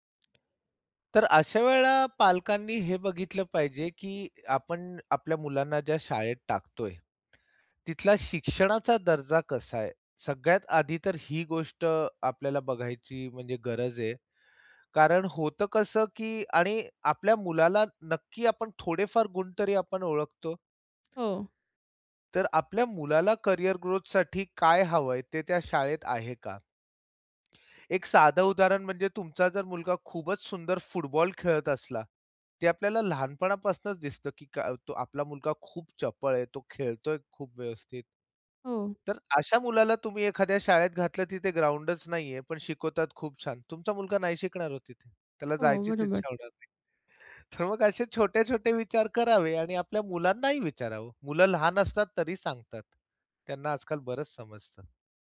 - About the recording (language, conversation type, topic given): Marathi, podcast, शाळांमध्ये करिअर मार्गदर्शन पुरेसे दिले जाते का?
- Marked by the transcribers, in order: other background noise